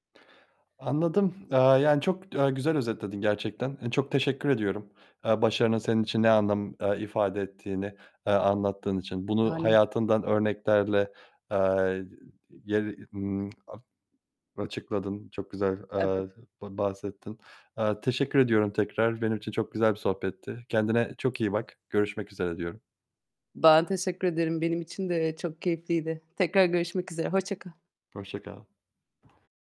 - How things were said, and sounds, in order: tapping; unintelligible speech; other background noise
- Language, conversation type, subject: Turkish, podcast, Sana göre başarı ne anlama geliyor?